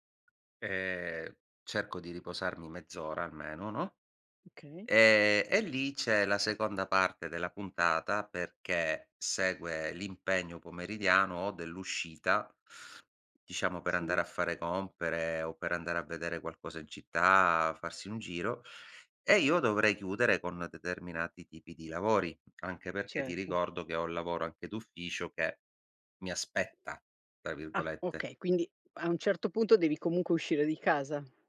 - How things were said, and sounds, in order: tapping
- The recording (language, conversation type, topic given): Italian, podcast, Come bilanciate concretamente lavoro e vita familiare nella vita di tutti i giorni?